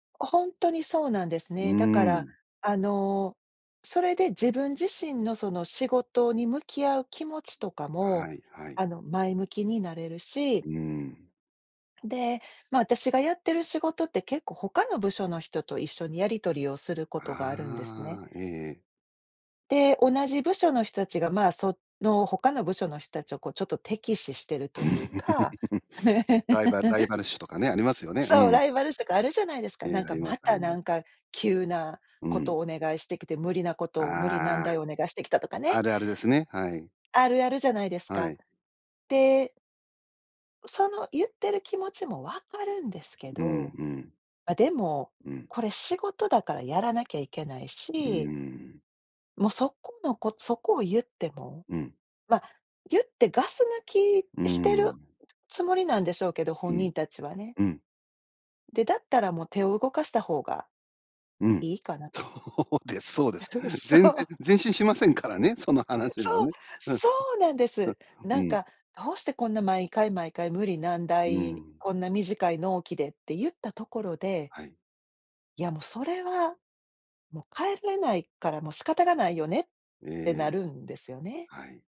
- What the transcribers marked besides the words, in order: chuckle; chuckle; other noise; laughing while speaking: "そうです"; laugh; laughing while speaking: "そう"
- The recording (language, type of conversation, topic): Japanese, podcast, 自分の強みはどうやって見つけましたか？